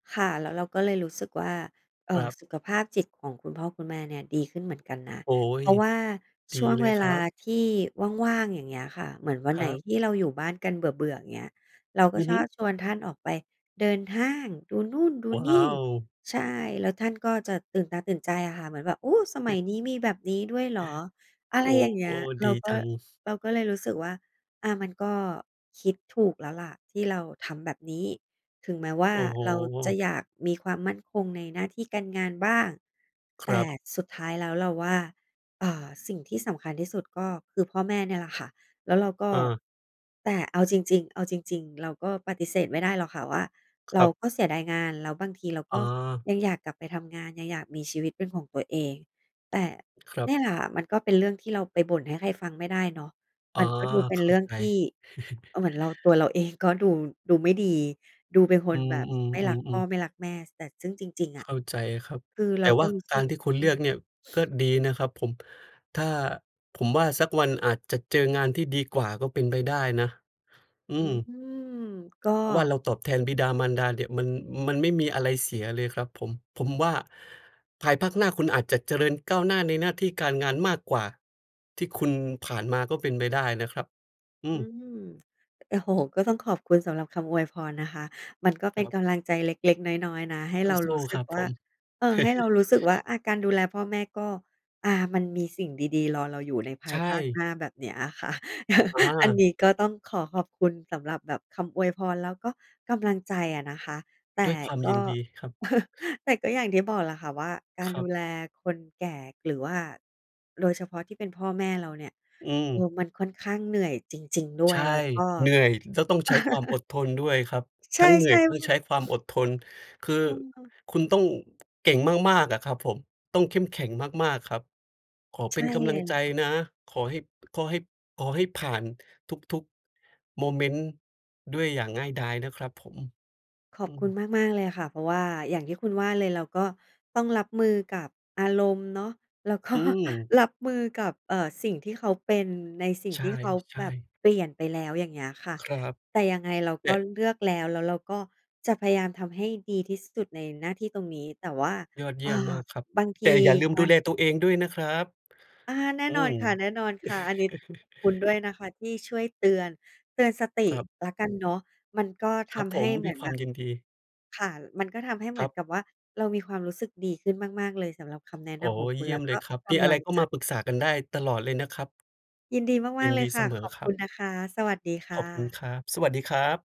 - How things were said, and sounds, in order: tapping; joyful: "ดูนู่นดูนี่"; unintelligible speech; chuckle; laughing while speaking: "เอง"; sniff; laugh; laugh; laugh; "โดย" said as "โลย"; laugh; other background noise; joyful: "ใช่ ๆ อือ"; laughing while speaking: "แล้วก็"; chuckle
- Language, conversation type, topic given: Thai, advice, เมื่อพ่อแม่สูงอายุเริ่มป่วยและคุณต้องเปลี่ยนบทบาทมาเป็นผู้ดูแล คุณควรเริ่มต้นจัดการอย่างไร?